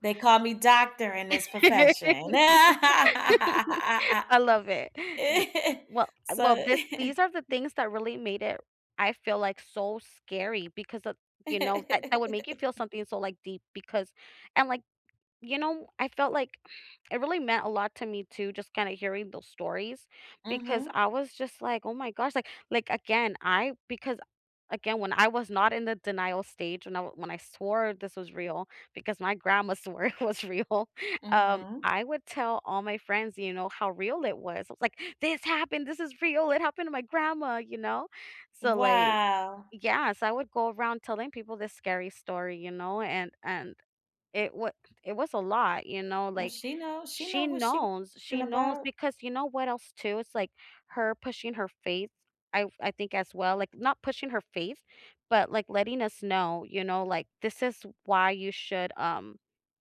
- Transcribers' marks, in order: laugh; laugh; chuckle; other background noise; laugh; exhale; laughing while speaking: "swore it was real"; drawn out: "Wow"
- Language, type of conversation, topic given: English, unstructured, What’s a story or song that made you feel something deeply?
- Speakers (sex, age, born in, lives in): female, 35-39, United States, United States; female, 35-39, United States, United States